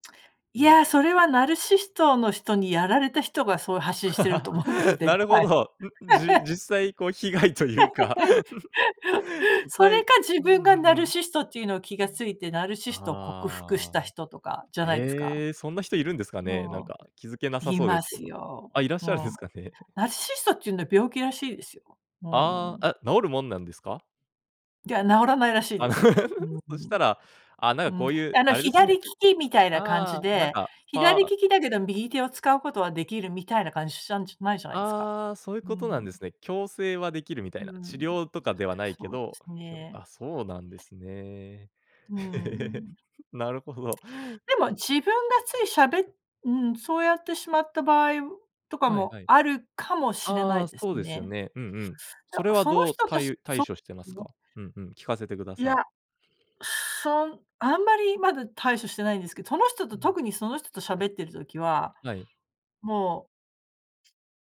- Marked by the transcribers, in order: laugh; laughing while speaking: "被害というか"; laugh; tapping; laugh; other background noise; laughing while speaking: "いらっしゃるんですかね"; giggle; laughing while speaking: "あの"; other noise; laugh
- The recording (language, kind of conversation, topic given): Japanese, podcast, 相手の話を遮らずに聞くコツはありますか？